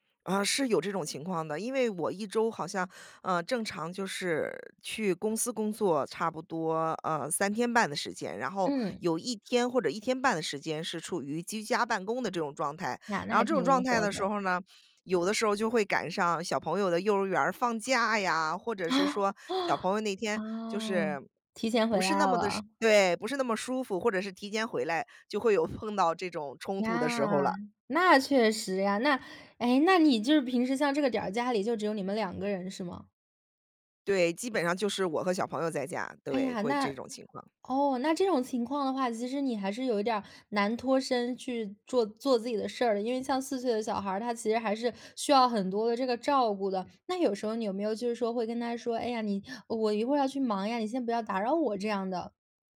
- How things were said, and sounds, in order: laughing while speaking: "哦"
- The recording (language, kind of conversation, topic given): Chinese, podcast, 家庭成员打扰你时，你通常会怎么应对？